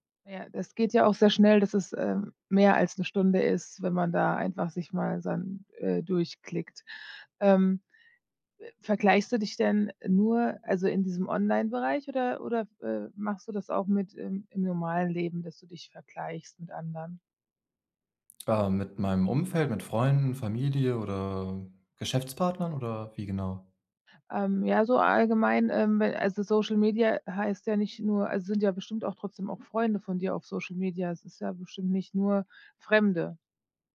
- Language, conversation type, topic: German, advice, Wie gehe ich mit Geldsorgen und dem Druck durch Vergleiche in meinem Umfeld um?
- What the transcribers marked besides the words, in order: in English: "'ne"; other background noise